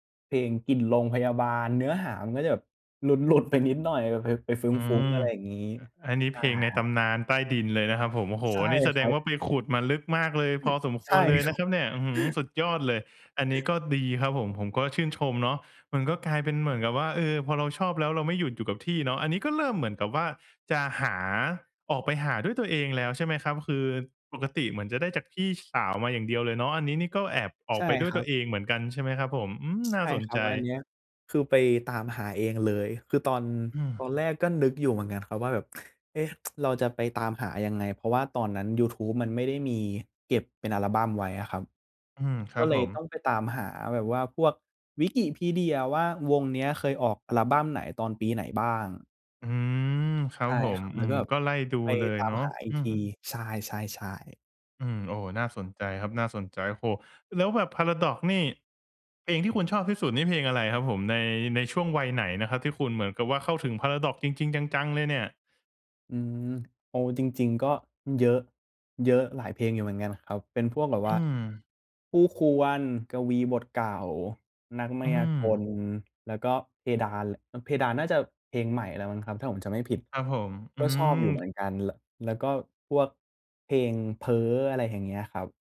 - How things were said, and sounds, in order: other background noise; laughing while speaking: "ครับ"; tapping; tsk
- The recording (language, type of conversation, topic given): Thai, podcast, มีเพลงไหนที่ฟังแล้วกลายเป็นเพลงประจำช่วงหนึ่งของชีวิตคุณไหม?